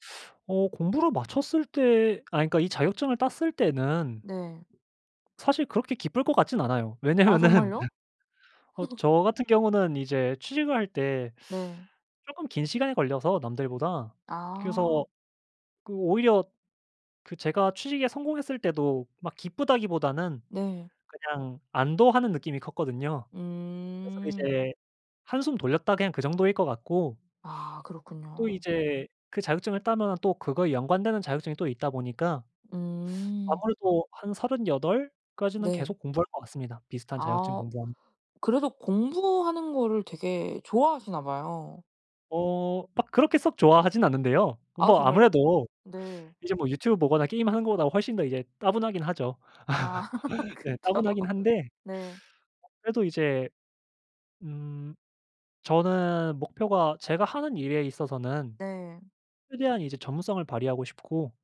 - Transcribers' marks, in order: other background noise; laughing while speaking: "왜냐면은"; laugh; teeth sucking; laugh; laughing while speaking: "그쵸"; laugh
- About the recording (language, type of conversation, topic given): Korean, podcast, 공부 동기를 어떻게 찾으셨나요?